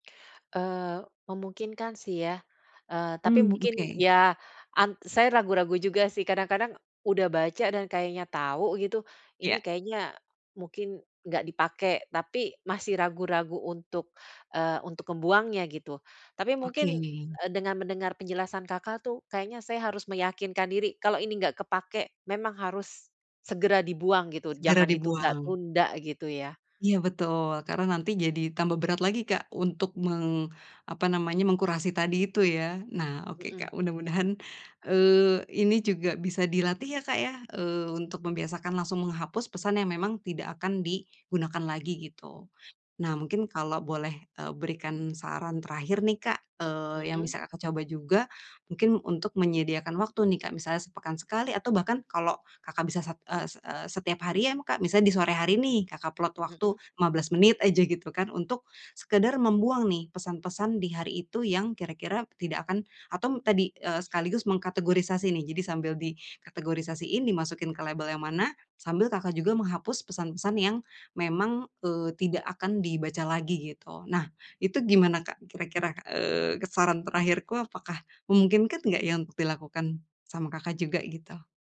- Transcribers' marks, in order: tapping; other background noise
- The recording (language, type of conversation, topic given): Indonesian, advice, Bagaimana cara mengurangi tumpukan email dan notifikasi yang berlebihan?
- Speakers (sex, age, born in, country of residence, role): female, 30-34, Indonesia, Indonesia, advisor; female, 50-54, Indonesia, Netherlands, user